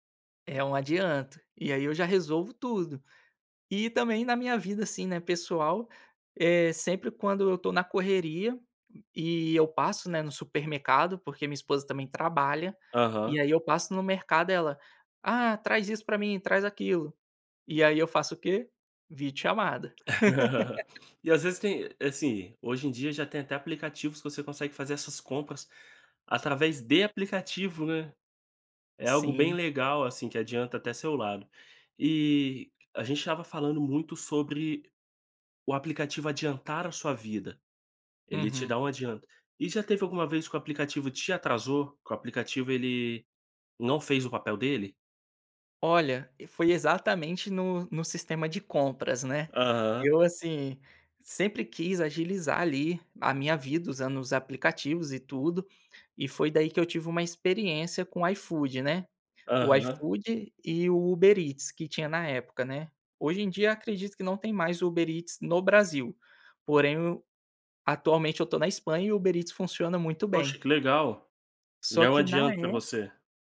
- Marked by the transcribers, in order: chuckle
- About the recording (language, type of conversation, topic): Portuguese, podcast, Como você equilibra trabalho e vida pessoal com a ajuda de aplicativos?